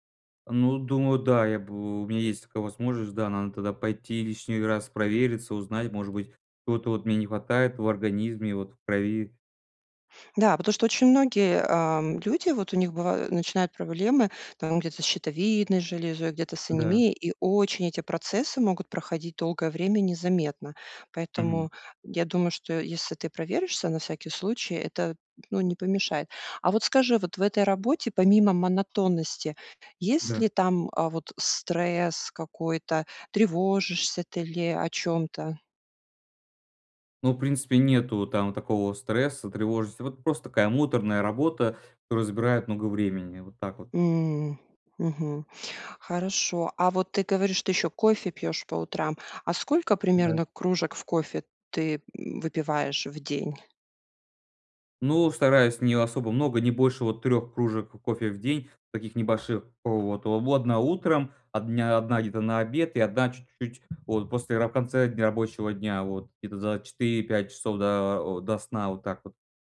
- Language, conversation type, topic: Russian, advice, Почему я постоянно чувствую усталость по утрам, хотя высыпаюсь?
- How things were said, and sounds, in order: tapping; other background noise